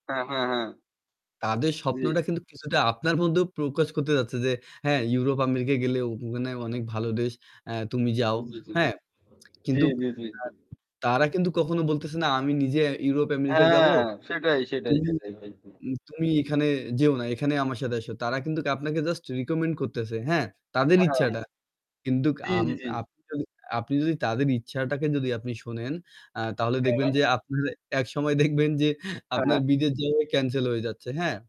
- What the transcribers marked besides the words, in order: static; distorted speech; tapping; laughing while speaking: "একসময় দেখবেন যে আপনার বিদেশ যাওয়াই ক্যানসেল হয়ে যাচ্ছে"
- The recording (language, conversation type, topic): Bengali, unstructured, আপনার ভবিষ্যতের সবচেয়ে বড় স্বপ্ন কী?